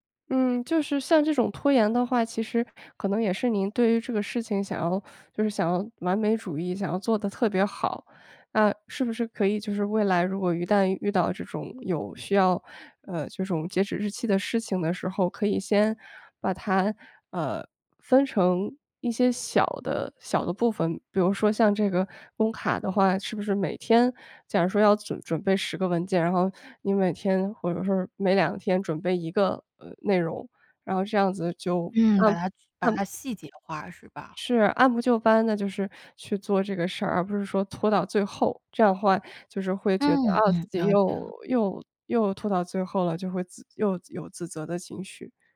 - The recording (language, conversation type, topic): Chinese, advice, 当伴侣指出我的缺点让我陷入自责时，我该怎么办？
- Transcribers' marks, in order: none